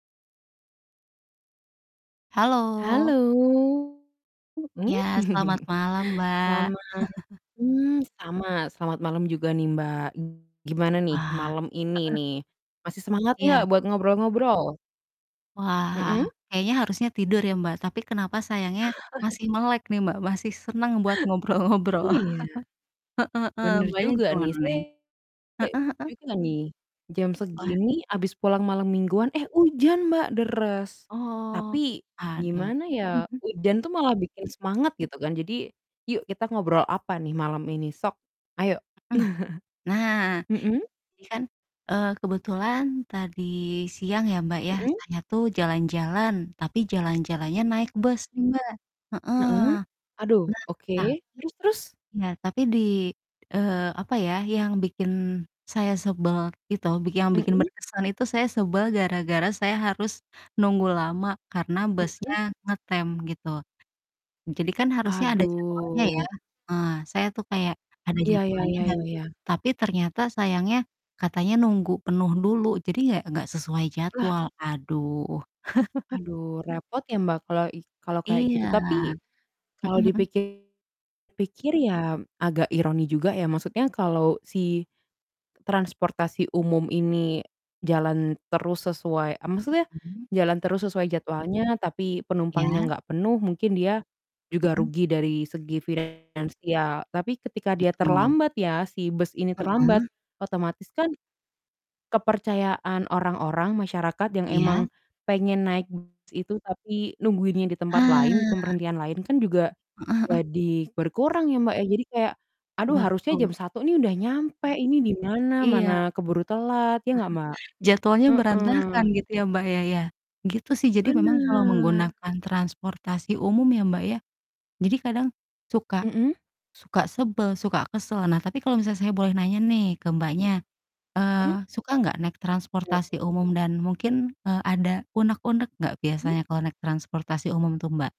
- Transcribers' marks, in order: distorted speech; chuckle; chuckle; chuckle; laughing while speaking: "ngobrol-ngobrol"; static; chuckle; unintelligible speech; tapping; in Sundanese: "Sok"; chuckle; other background noise; chuckle; chuckle
- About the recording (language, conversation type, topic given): Indonesian, unstructured, Apa yang paling membuat kamu kesal saat menggunakan transportasi umum?